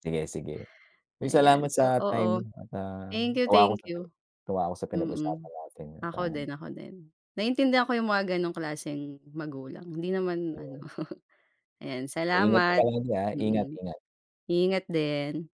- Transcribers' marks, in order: laugh
- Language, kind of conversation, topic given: Filipino, unstructured, Paano mo ipapaliwanag sa mga magulang ang kahalagahan ng pag-aaral sa internet, at ano ang masasabi mo sa takot ng iba sa paggamit ng teknolohiya sa paaralan?